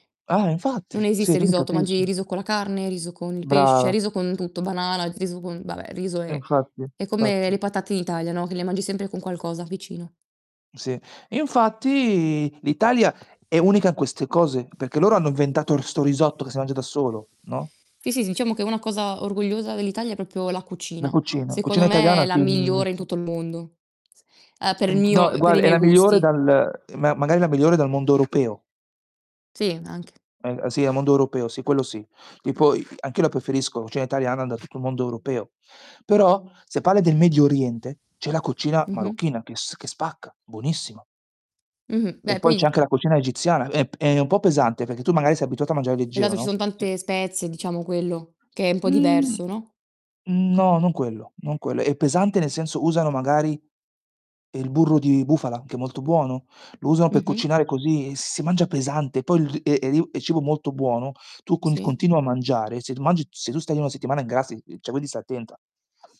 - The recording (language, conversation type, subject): Italian, unstructured, Che cosa ti rende orgoglioso del tuo paese?
- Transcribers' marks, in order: other background noise; distorted speech; bird; static; other noise; "proprio" said as "propio"; unintelligible speech; "cucina" said as "cina"; tapping; "cioè" said as "ceh"